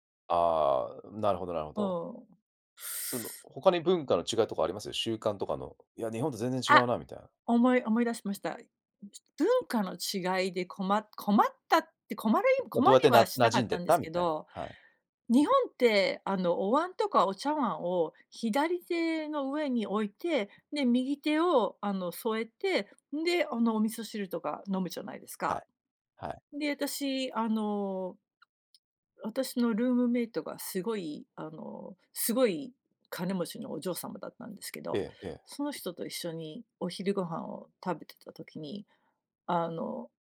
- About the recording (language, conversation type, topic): Japanese, podcast, 言葉が通じない場所で、どのようにして現地の生活に馴染みましたか？
- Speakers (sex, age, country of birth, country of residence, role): female, 40-44, United States, United States, guest; male, 35-39, Japan, Japan, host
- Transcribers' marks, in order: unintelligible speech; tapping; other background noise